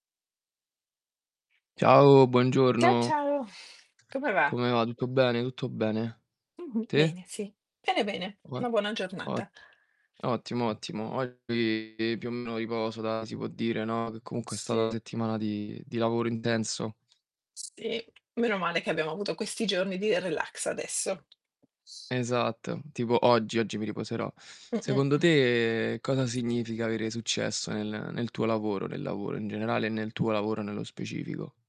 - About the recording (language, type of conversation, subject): Italian, unstructured, Cosa significa per te avere successo nel lavoro?
- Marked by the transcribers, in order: static; tapping; other background noise; distorted speech; drawn out: "te"